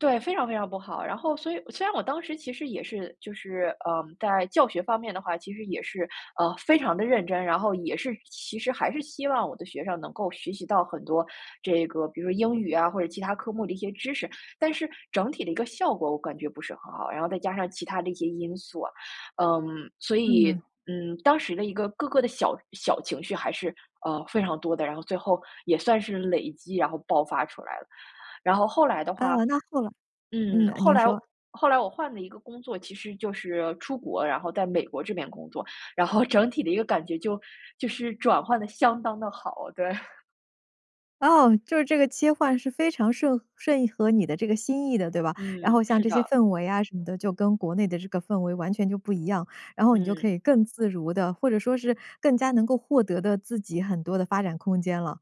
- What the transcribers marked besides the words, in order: other background noise; laughing while speaking: "整体"; laughing while speaking: "对"
- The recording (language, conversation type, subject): Chinese, podcast, 你通常怎么决定要不要换一份工作啊？